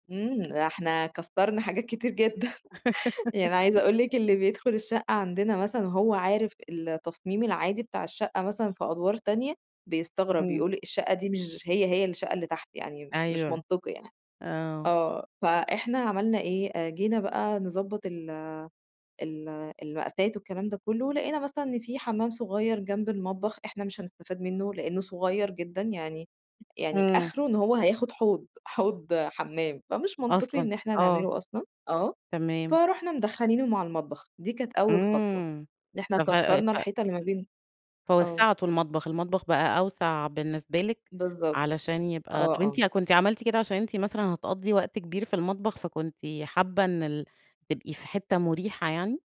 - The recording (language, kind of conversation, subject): Arabic, podcast, إزاي تنظم مساحة صغيرة بشكل عملي وفعّال؟
- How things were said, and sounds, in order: tapping; laughing while speaking: "جدًا"; laugh